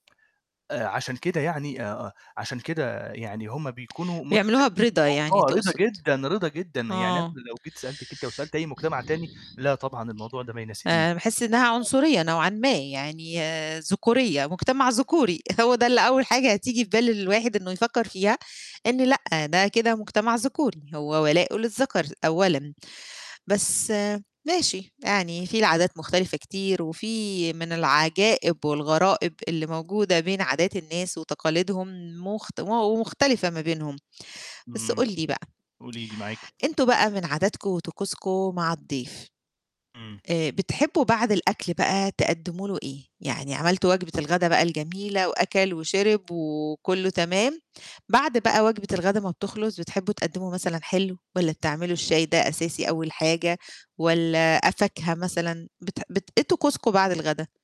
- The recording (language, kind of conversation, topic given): Arabic, podcast, إيه عادتكم في استقبال الضيوف عندكم؟
- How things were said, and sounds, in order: tapping; distorted speech; unintelligible speech; chuckle